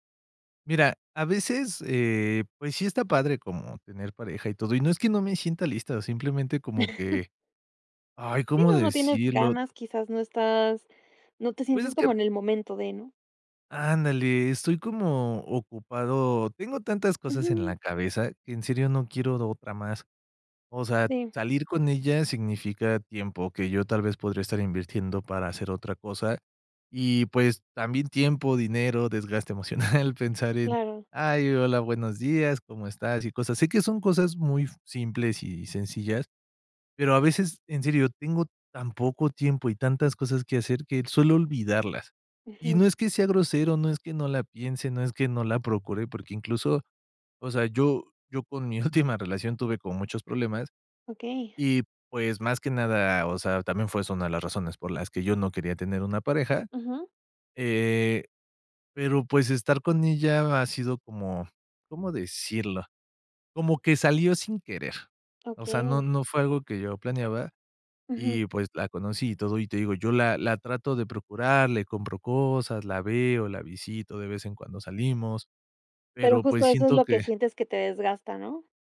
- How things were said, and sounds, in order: chuckle; other noise; laughing while speaking: "emocional"; laughing while speaking: "última"; tapping
- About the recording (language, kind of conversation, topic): Spanish, advice, ¿Cómo puedo pensar en terminar la relación sin sentirme culpable?